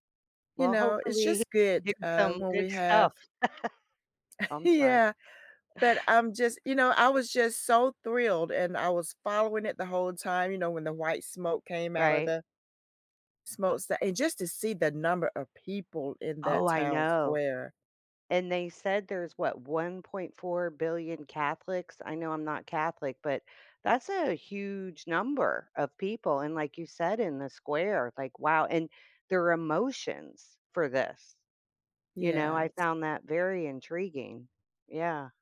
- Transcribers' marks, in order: chuckle; tapping; laughing while speaking: "Yeah"
- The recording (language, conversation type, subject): English, unstructured, How does hearing positive news affect your outlook on life?
- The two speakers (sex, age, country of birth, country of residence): female, 55-59, United States, United States; female, 60-64, United States, United States